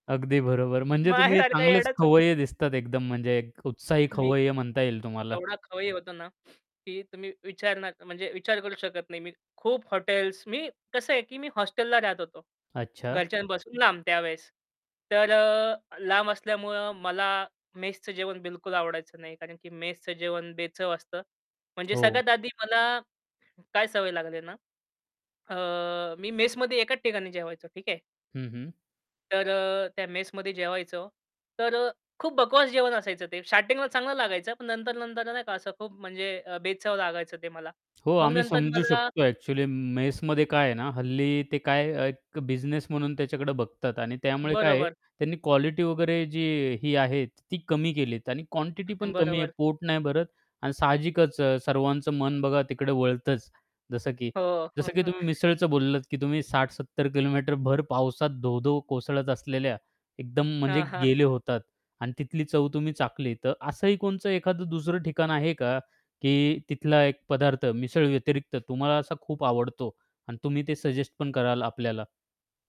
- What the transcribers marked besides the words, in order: tapping; distorted speech; other background noise; static; chuckle; "कोणतं" said as "कोणचं"
- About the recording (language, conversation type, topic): Marathi, podcast, तुम्हाला रस्त्यावरची कोणती खाण्याची गोष्ट सर्वात जास्त आवडते?